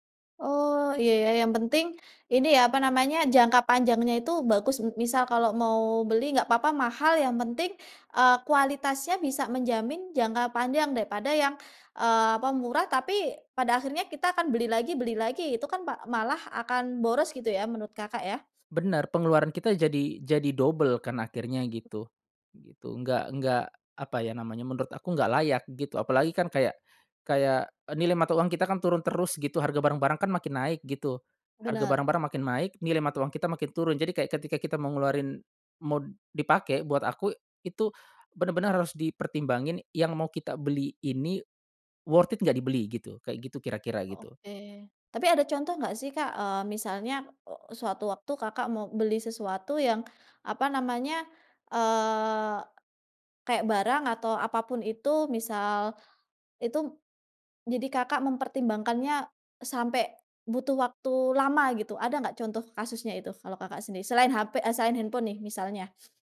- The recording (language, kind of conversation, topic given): Indonesian, podcast, Bagaimana kamu menyeimbangkan uang dan kebahagiaan?
- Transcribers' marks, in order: tapping; in English: "worth it"; other background noise